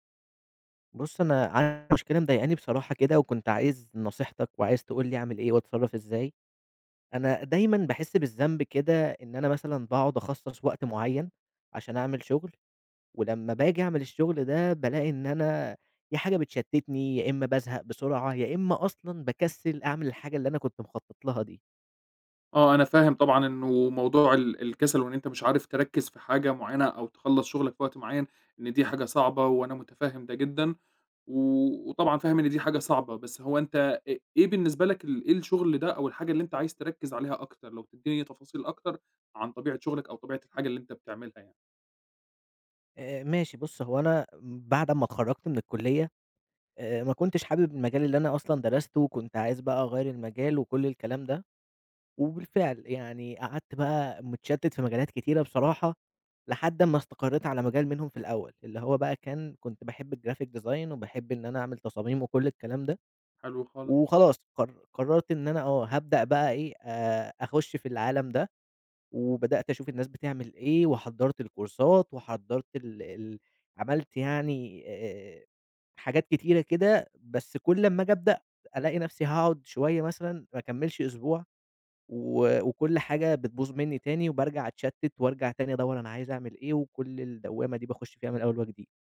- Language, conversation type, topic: Arabic, advice, إزاي أتعامل مع إحساسي بالذنب عشان مش بخصص وقت كفاية للشغل اللي محتاج تركيز؟
- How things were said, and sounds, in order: tapping; in English: "الgraphic design"; in English: "الكورسات"